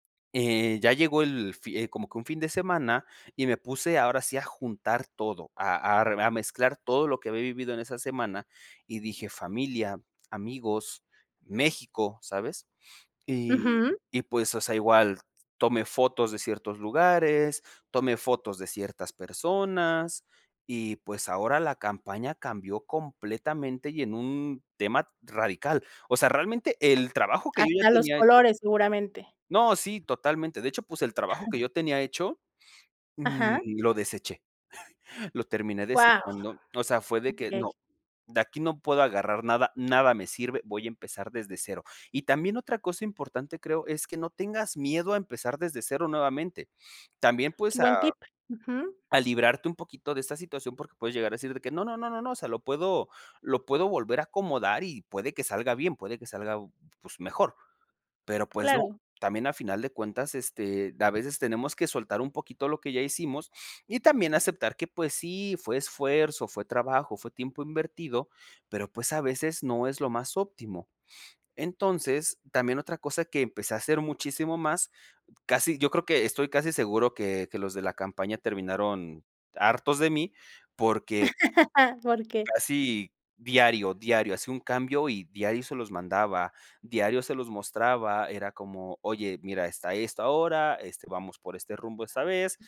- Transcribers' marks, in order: other background noise; laugh; tapping; laugh
- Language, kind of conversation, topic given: Spanish, podcast, ¿Cómo usas el fracaso como trampolín creativo?